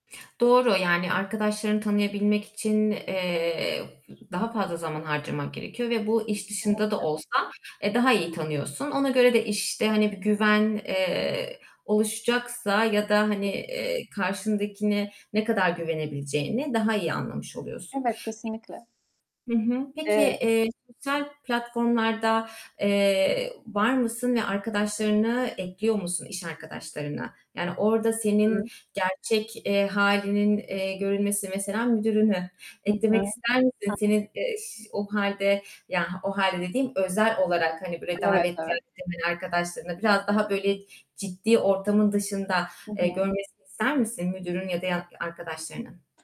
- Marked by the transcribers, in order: static; other background noise; distorted speech; unintelligible speech; unintelligible speech
- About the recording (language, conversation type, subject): Turkish, podcast, İş ve özel hayatın için dijital sınırları nasıl belirliyorsun?